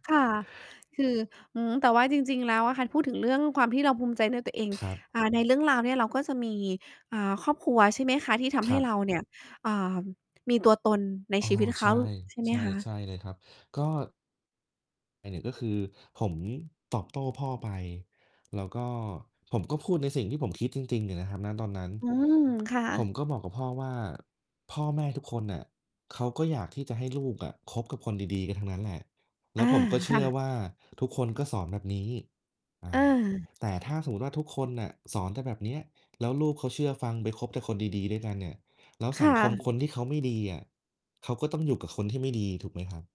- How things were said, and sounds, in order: tapping; distorted speech; static
- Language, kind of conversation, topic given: Thai, unstructured, อะไรคือสิ่งที่ทำให้คุณภูมิใจในตัวเอง?